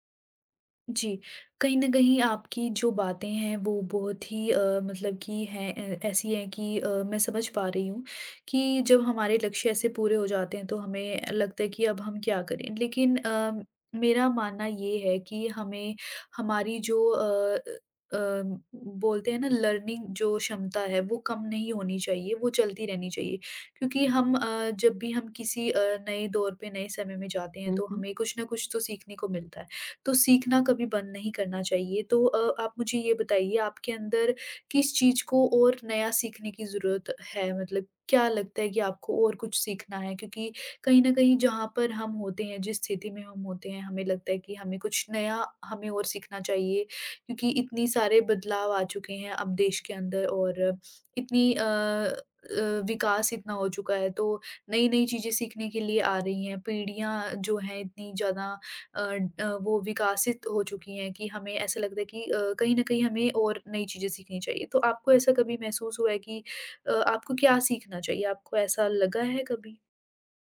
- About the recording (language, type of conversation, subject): Hindi, advice, बड़े लक्ष्य हासिल करने के बाद मुझे खालीपन और दिशा की कमी क्यों महसूस होती है?
- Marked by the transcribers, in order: in English: "लर्निंग"